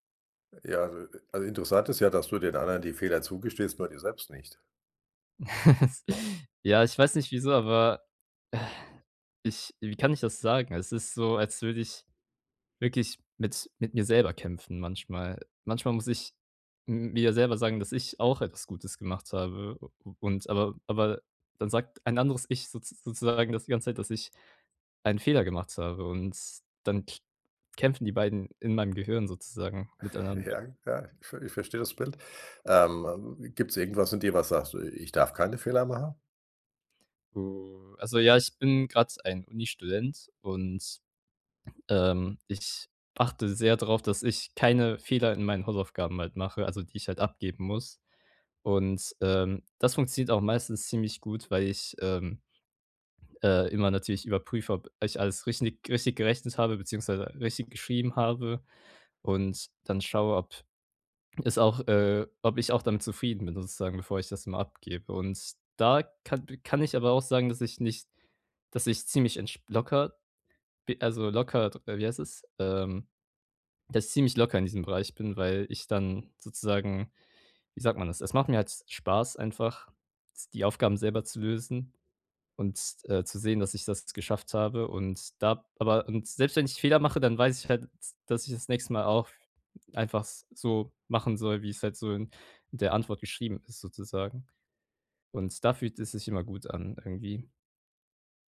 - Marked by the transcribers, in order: chuckle; sigh; chuckle; "richtig" said as "richtnig"
- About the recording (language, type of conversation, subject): German, advice, Warum fällt es mir schwer, meine eigenen Erfolge anzuerkennen?